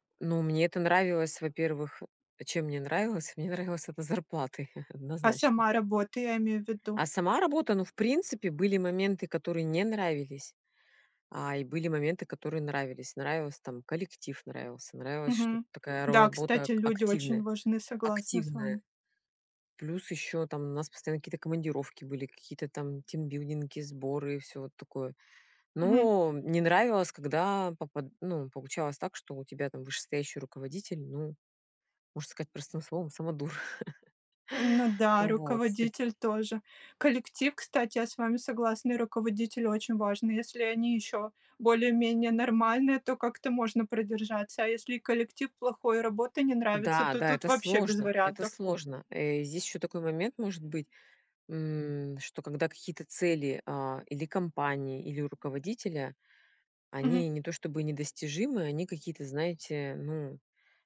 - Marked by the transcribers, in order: chuckle; in English: "тимбилдинги"; chuckle; other background noise; tapping
- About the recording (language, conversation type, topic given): Russian, unstructured, Как вы выбираете между высокой зарплатой и интересной работой?